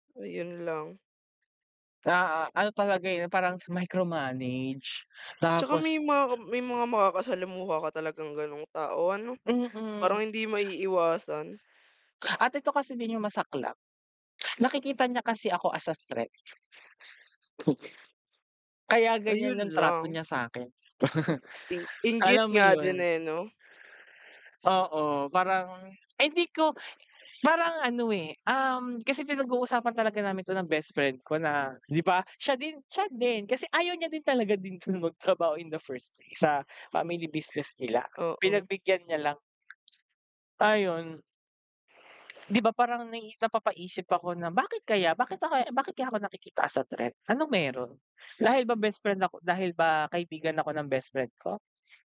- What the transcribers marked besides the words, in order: other noise; chuckle; other background noise
- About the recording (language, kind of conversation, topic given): Filipino, unstructured, Bakit sa tingin mo may mga taong nananamantala sa kapwa?